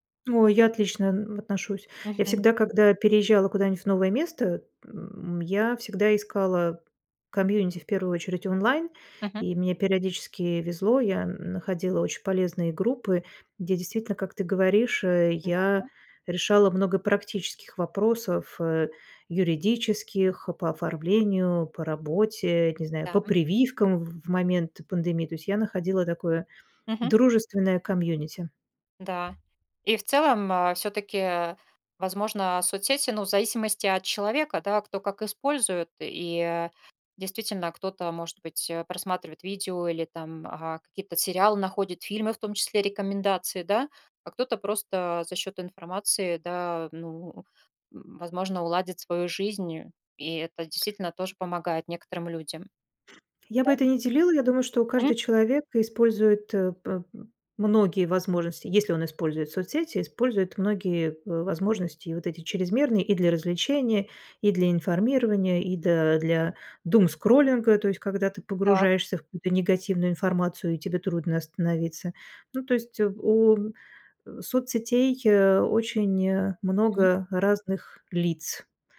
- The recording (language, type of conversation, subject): Russian, podcast, Как соцсети меняют то, что мы смотрим и слушаем?
- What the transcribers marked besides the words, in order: in English: "комьюнити"; in English: "комьюнити"; tapping; other background noise; in English: "думскроллинга"